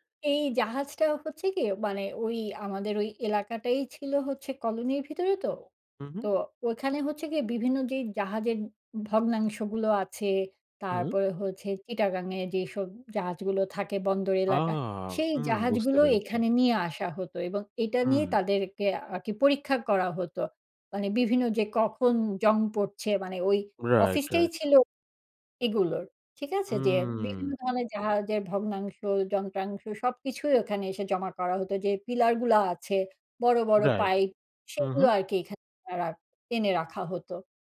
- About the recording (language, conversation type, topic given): Bengali, podcast, শিশুকাল থেকে আপনার সবচেয়ে মজার স্মৃতিটি কোনটি?
- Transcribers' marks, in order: none